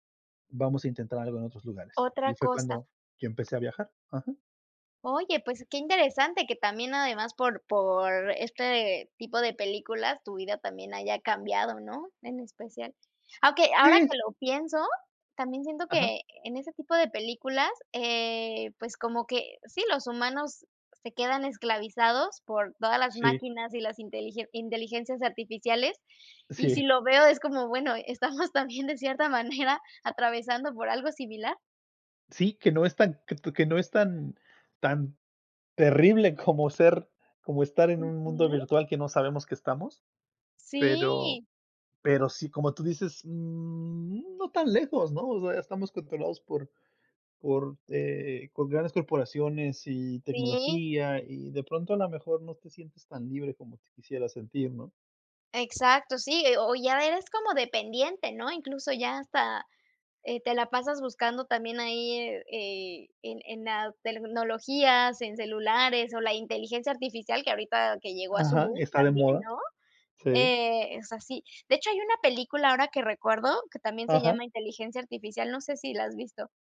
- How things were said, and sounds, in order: tapping; unintelligible speech; laughing while speaking: "estamos también de cierta manera"; drawn out: "mm"
- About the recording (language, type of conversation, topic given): Spanish, unstructured, ¿Cuál es tu película favorita y por qué te gusta tanto?